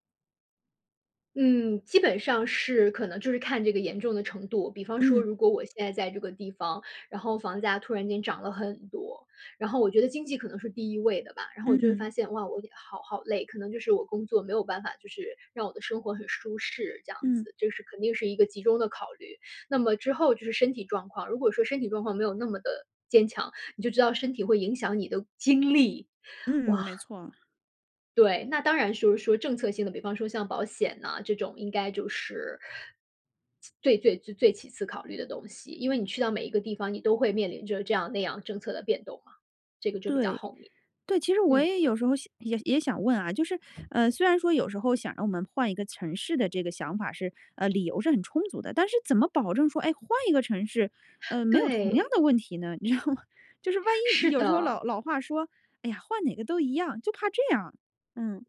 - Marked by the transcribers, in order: stressed: "精力"; inhale; laughing while speaking: "你知道吗？"
- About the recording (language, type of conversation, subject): Chinese, podcast, 你是如何决定要不要换个城市生活的？